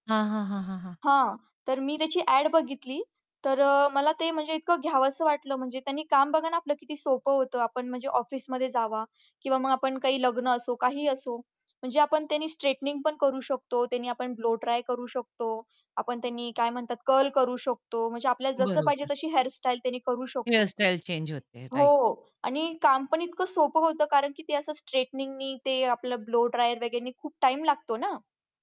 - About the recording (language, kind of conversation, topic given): Marathi, podcast, तुझ्या स्टाइलमध्ये मोठा बदल कधी आणि कसा झाला?
- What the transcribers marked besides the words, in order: in English: "स्ट्रेटनिंग"; in English: "ब्लोड्राय"; in English: "कर्ल"; other background noise; in English: "राइट"; in English: "स्ट्रेटनिंगनी"; in English: "ब्लो ड्रायर"